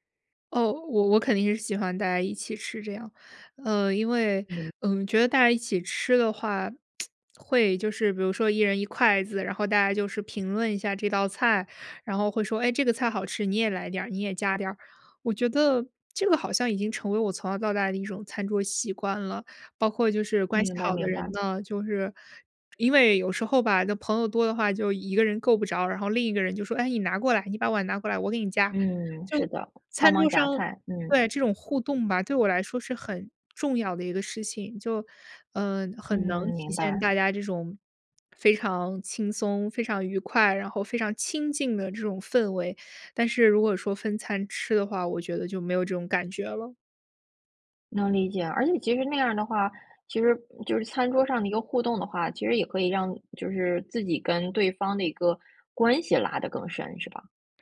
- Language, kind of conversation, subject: Chinese, podcast, 你怎么看待大家一起做饭、一起吃饭时那种聚在一起的感觉？
- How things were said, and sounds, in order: tsk; other background noise